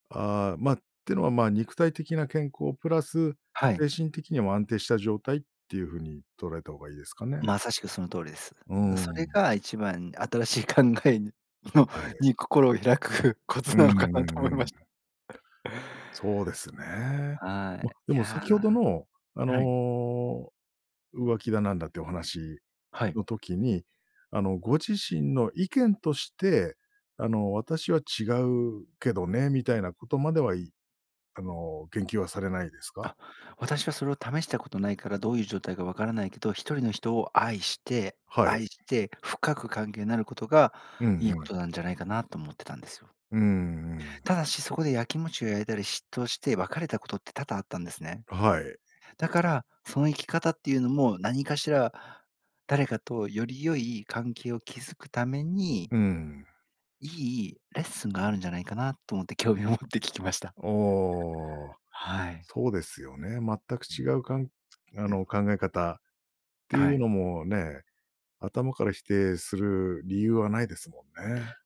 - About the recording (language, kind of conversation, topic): Japanese, podcast, 新しい考えに心を開くためのコツは何ですか？
- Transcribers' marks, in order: laughing while speaking: "新しい考えの に心を開くコツなのかなと思いました"